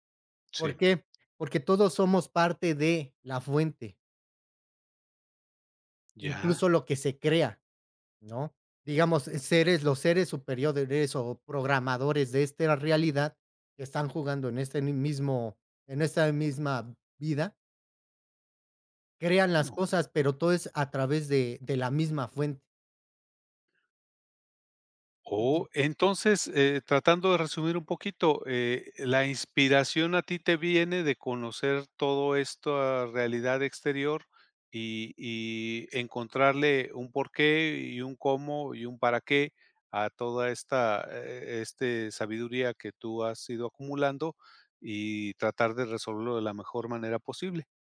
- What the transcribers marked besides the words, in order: tapping; unintelligible speech; other background noise
- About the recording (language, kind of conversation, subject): Spanish, podcast, ¿De dónde sacas inspiración en tu día a día?